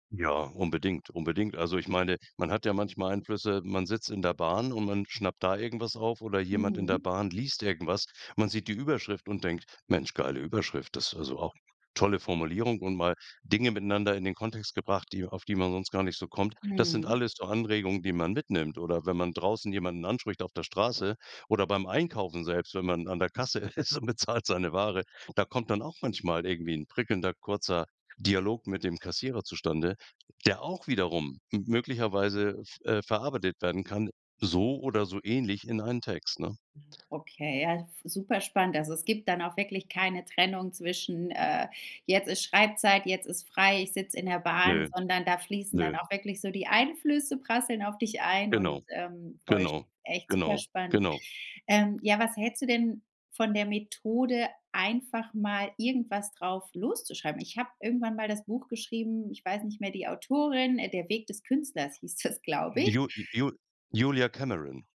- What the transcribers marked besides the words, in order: laughing while speaking: "ist und bezahlt seine"; other background noise; laughing while speaking: "das"
- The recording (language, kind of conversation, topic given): German, podcast, Wie gehst du mit einer Schreib- oder Kreativblockade um?